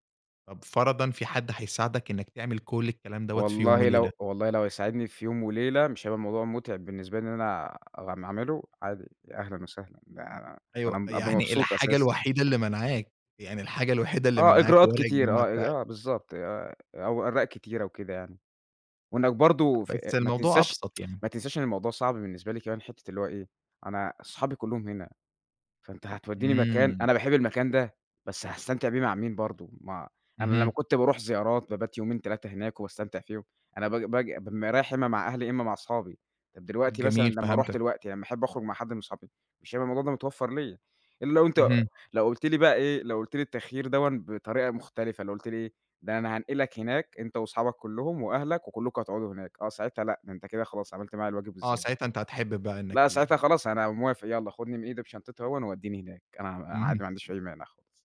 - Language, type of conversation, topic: Arabic, podcast, إيه أجمل مدينة زرتها وليه حبيتها؟
- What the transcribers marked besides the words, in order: tsk; tapping